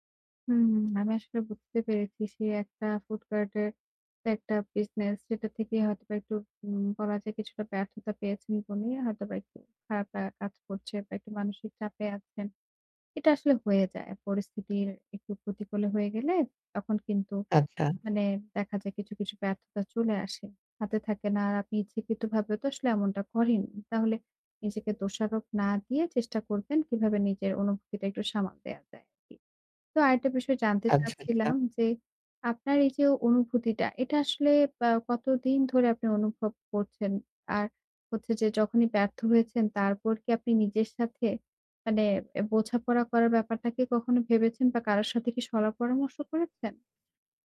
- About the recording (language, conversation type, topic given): Bengali, advice, ব্যর্থ হলে কীভাবে নিজের মূল্য কম ভাবা বন্ধ করতে পারি?
- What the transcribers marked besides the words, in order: other background noise; tapping